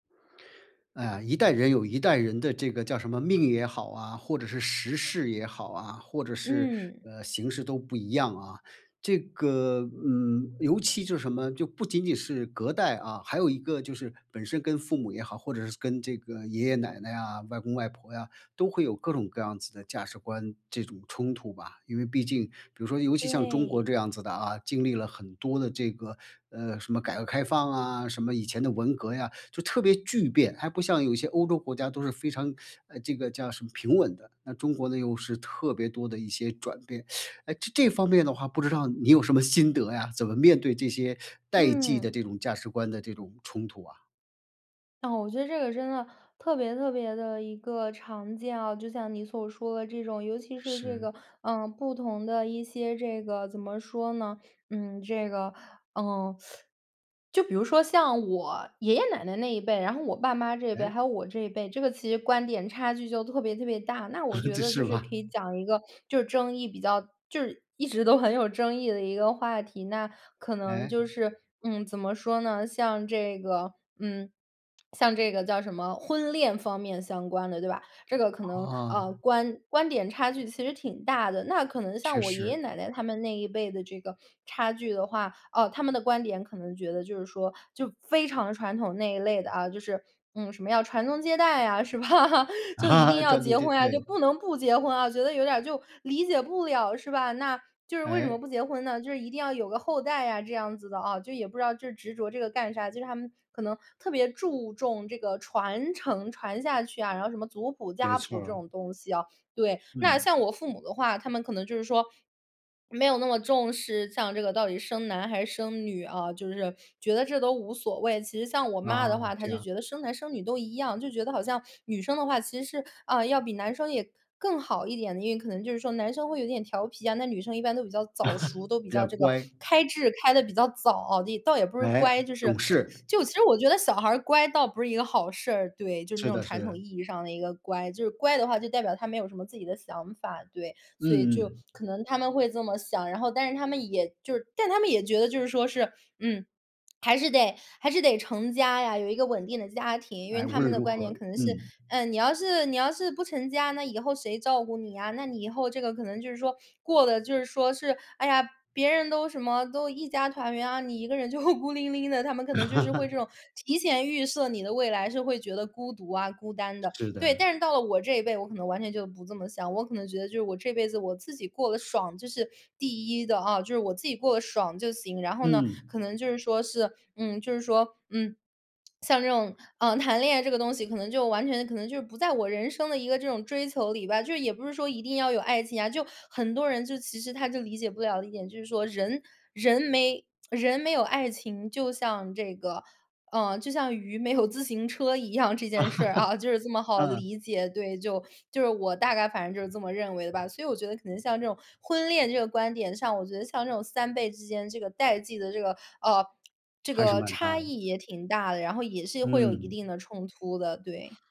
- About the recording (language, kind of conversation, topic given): Chinese, podcast, 你怎么看代际价值观的冲突与妥协?
- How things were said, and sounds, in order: teeth sucking; teeth sucking; teeth sucking; chuckle; laughing while speaking: "很有争议"; swallow; other background noise; laughing while speaking: "吧？"; chuckle; laughing while speaking: "啊"; chuckle; lip smack; laughing while speaking: "就"; chuckle; swallow; laughing while speaking: "没有"; laughing while speaking: "样"; chuckle